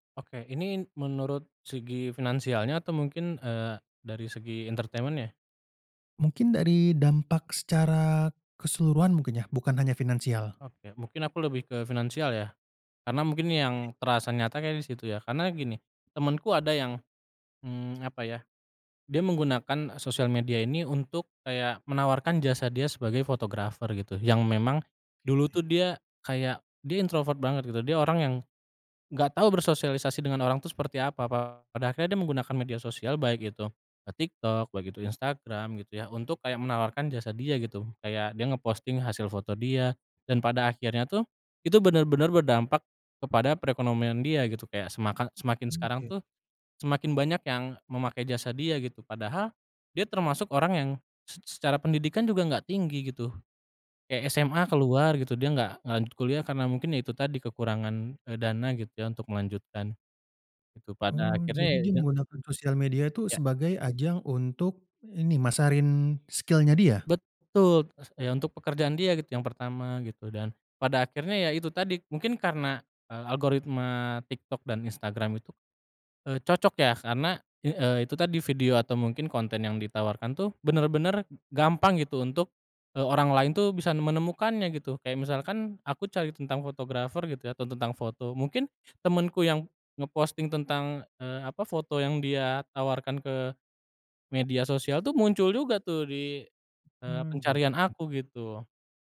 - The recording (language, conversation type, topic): Indonesian, podcast, Bagaimana pengaruh media sosial terhadap selera hiburan kita?
- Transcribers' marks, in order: in English: "entertainment-nya?"; tapping; in English: "introvert"; in English: "skill-nya"